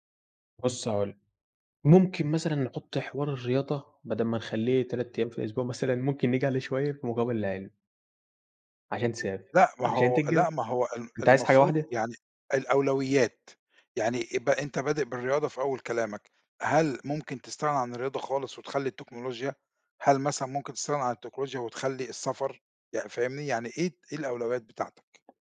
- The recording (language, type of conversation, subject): Arabic, podcast, إيه أهم نصيحة ممكن تقولها لنفسك وإنت أصغر؟
- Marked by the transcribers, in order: none